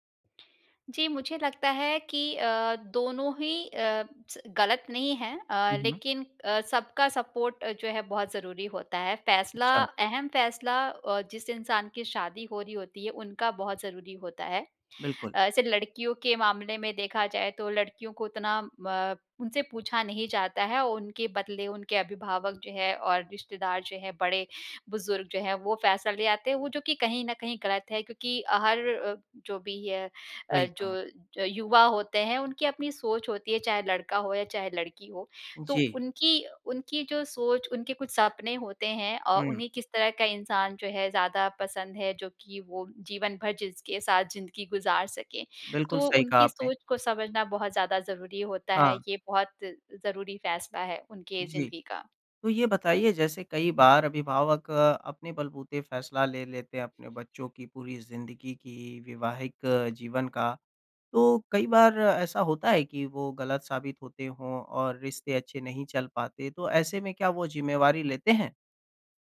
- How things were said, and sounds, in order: tapping; in English: "सपोर्ट"; other background noise
- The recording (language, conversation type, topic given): Hindi, podcast, शादी या रिश्ते को लेकर बड़े फैसले आप कैसे लेते हैं?